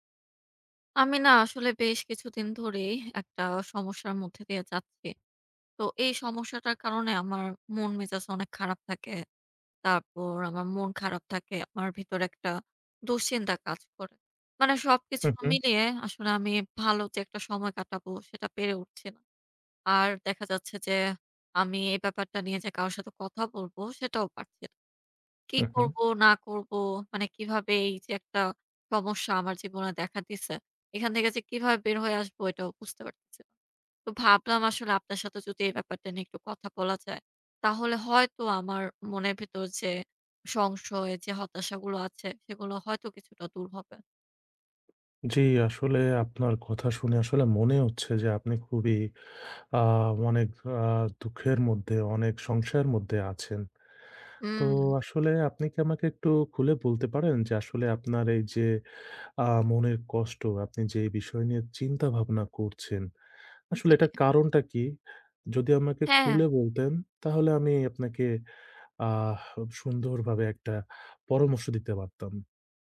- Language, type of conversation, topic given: Bengali, advice, কাজ আর পরিবারের মাঝে সমান সময় দেওয়া সম্ভব হচ্ছে না
- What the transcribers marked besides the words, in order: none